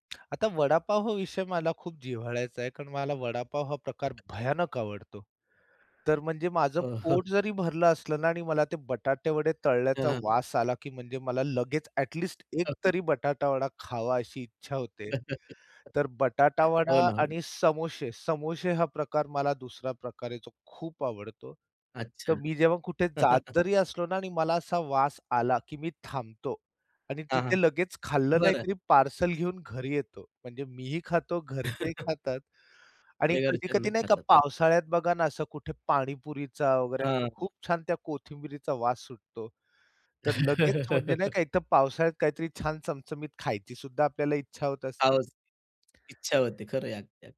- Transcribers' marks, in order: tapping; unintelligible speech; stressed: "भयानक"; laughing while speaking: "हो, हो"; unintelligible speech; laugh; chuckle; chuckle; laugh; other background noise
- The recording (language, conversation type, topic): Marathi, podcast, किचनमधला सुगंध तुमच्या घरातला मूड कसा बदलतो असं तुम्हाला वाटतं?